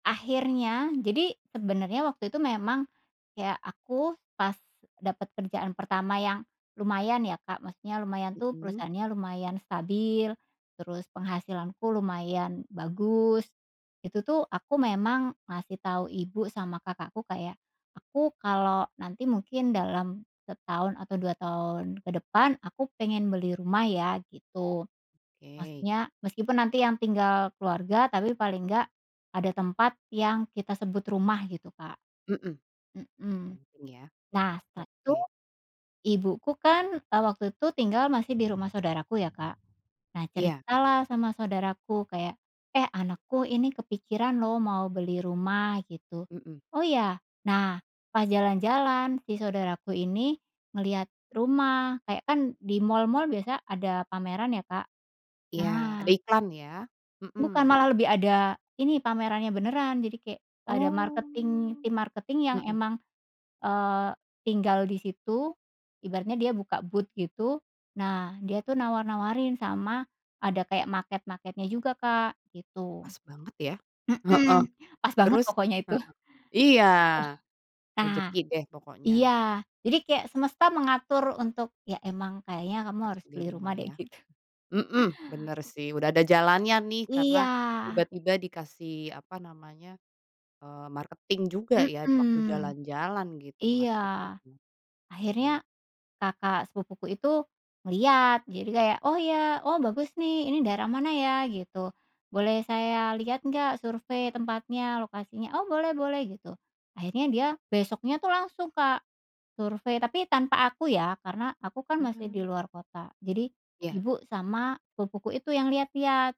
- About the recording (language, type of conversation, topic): Indonesian, podcast, Apa saja pertimbangan utama saat akan membeli rumah pertama?
- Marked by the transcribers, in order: other background noise; drawn out: "Oh"; in English: "marketing"; in English: "marketing"; in English: "booth"; in English: "marketing"; in English: "marketing"